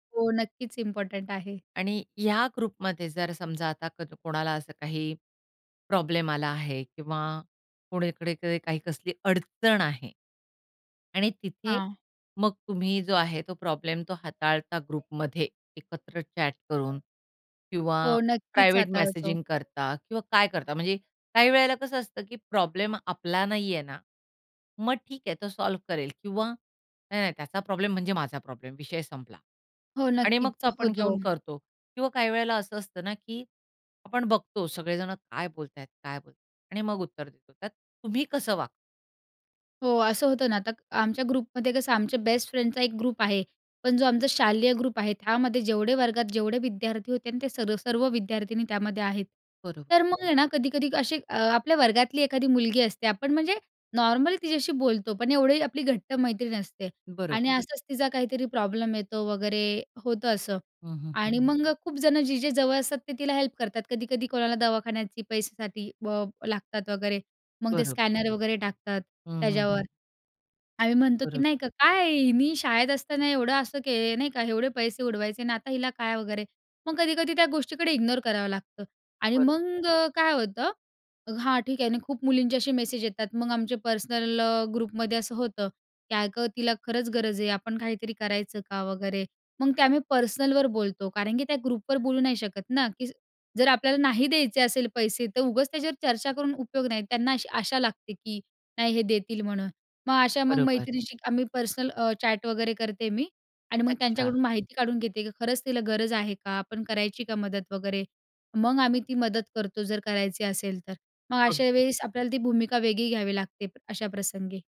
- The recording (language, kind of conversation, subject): Marathi, podcast, ग्रुप चॅटमध्ये तुम्ही कोणती भूमिका घेतता?
- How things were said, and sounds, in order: in English: "इम्पोर्टंट"; in English: "ग्रुपमध्ये"; in English: "प्रॉब्लेम"; in English: "प्रॉब्लेम"; in English: "ग्रुपमध्ये"; in English: "चॅट"; in English: "प्रायव्हेट मेसेजिंग"; in English: "प्रॉब्लेम"; in English: "सॉल्व्ह"; in English: "प्रॉब्लेम"; in English: "प्रॉब्लेम"; in English: "बेस्ट फ्रेंडचा"; in English: "नॉर्मल"; in English: "प्रॉब्लेम"; in English: "हेल्प"; in English: "स्कॅनर"; in English: "इग्नोर"; in English: "पर्सनल"; in English: "पर्सनलवर"; in English: "पर्सनल"